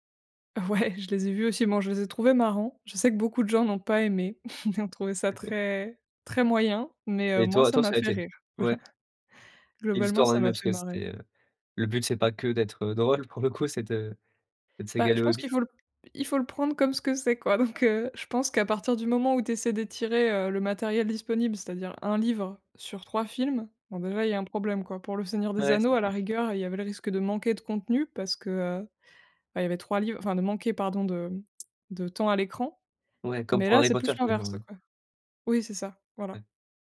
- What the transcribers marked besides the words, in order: laughing while speaking: "Ouais"; chuckle; stressed: "que"; tapping; other background noise; unintelligible speech
- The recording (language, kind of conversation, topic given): French, podcast, Comment choisis-tu ce que tu regardes sur une plateforme de streaming ?